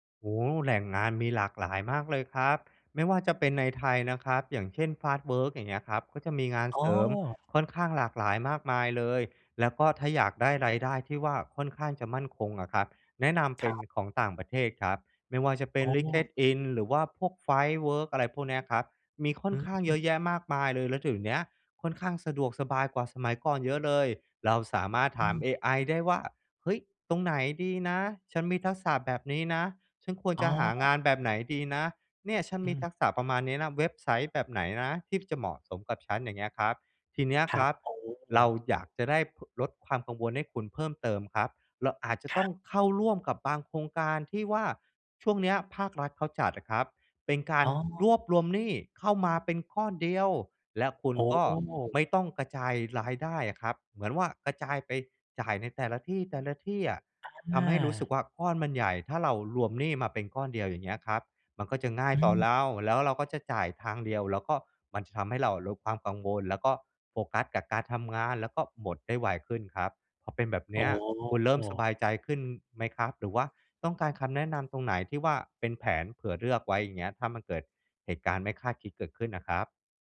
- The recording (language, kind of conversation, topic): Thai, advice, ฉันควรจัดงบรายเดือนอย่างไรเพื่อให้ลดหนี้ได้อย่างต่อเนื่อง?
- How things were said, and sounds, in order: other background noise; in English: "AI"